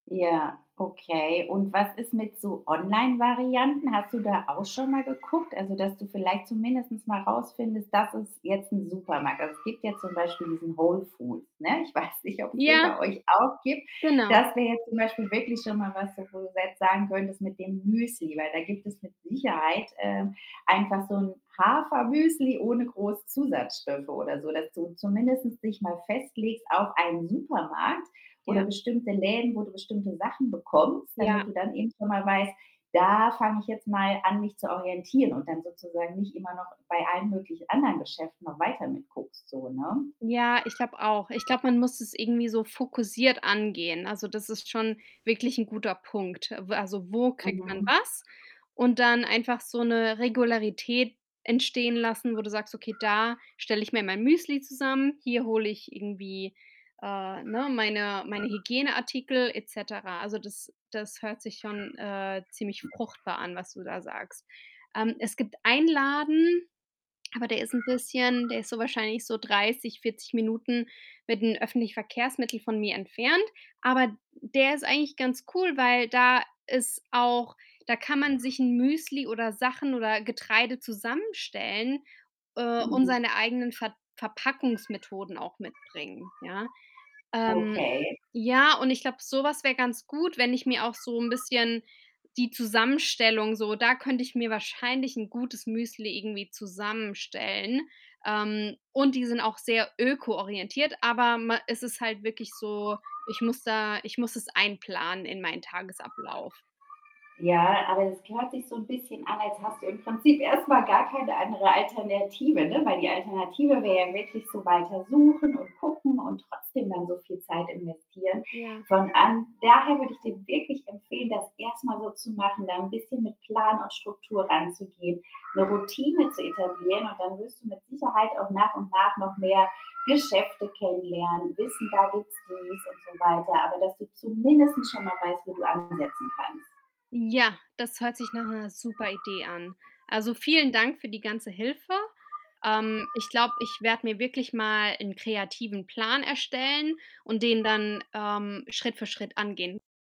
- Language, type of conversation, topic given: German, advice, Wie entscheide ich mich beim Einkaufen schneller, wenn die Auswahl zu groß ist?
- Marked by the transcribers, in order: static; background speech; "zumindest" said as "zumindestens"; laughing while speaking: "weiß"; distorted speech; other background noise; "zumindest" said as "zumindestens"; "zumindest" said as "zumindestens"